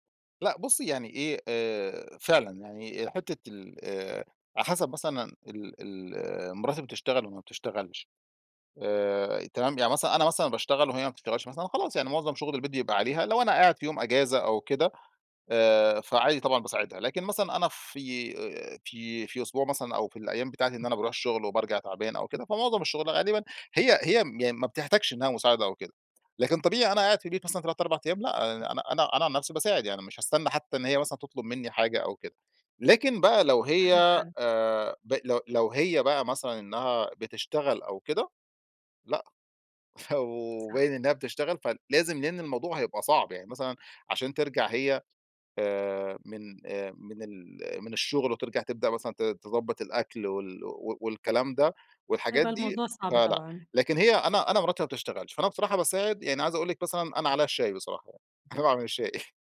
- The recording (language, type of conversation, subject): Arabic, podcast, إزاي حياتك اتغيّرت بعد الجواز؟
- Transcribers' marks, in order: other background noise; unintelligible speech; laughing while speaking: "فو"; tapping